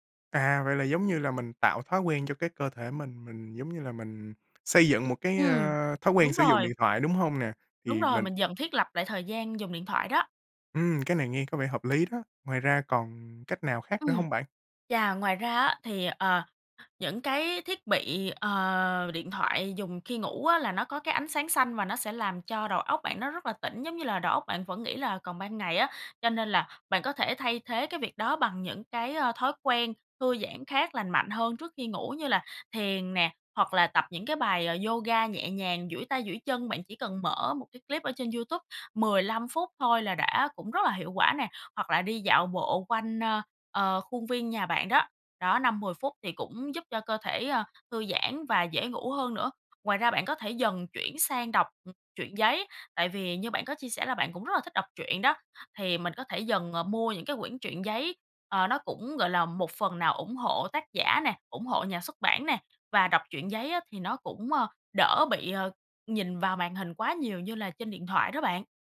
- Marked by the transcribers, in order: tapping; other background noise
- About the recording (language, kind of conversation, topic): Vietnamese, advice, Thói quen dùng điện thoại trước khi ngủ ảnh hưởng đến giấc ngủ của bạn như thế nào?